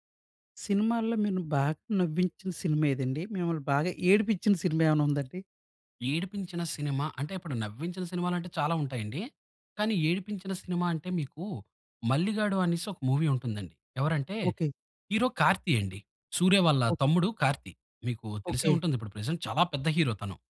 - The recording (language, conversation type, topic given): Telugu, podcast, సినిమా హాల్‌కు వెళ్లిన అనుభవం మిమ్మల్ని ఎలా మార్చింది?
- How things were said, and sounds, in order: "నిన్ను" said as "మిను"; in English: "మూవీ"; in English: "హీరో"; in English: "ప్రెజెంట్"; in English: "హీరో"